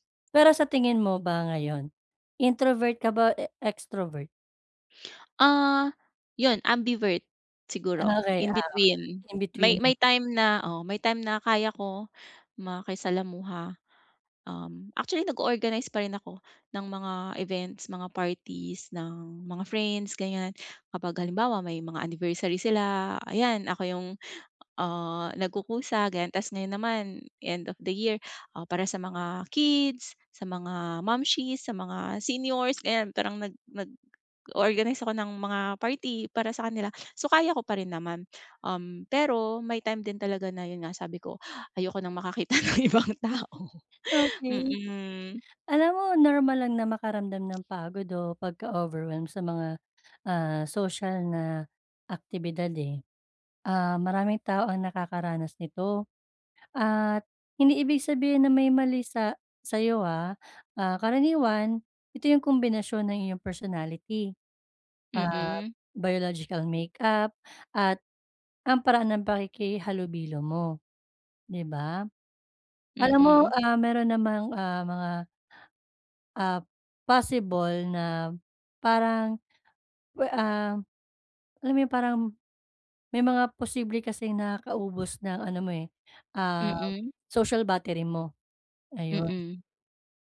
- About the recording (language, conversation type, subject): Filipino, advice, Bakit ako laging pagod o nabibigatan sa mga pakikisalamuha sa ibang tao?
- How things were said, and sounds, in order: in English: "ambivert"; other background noise; laughing while speaking: "ng ibang tao"; tapping; in English: "biological makeup"